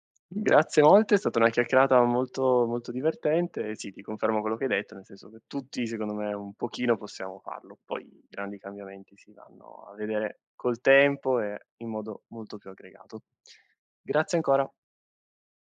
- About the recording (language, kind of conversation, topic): Italian, podcast, Come fa la primavera a trasformare i paesaggi e le piante?
- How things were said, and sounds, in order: none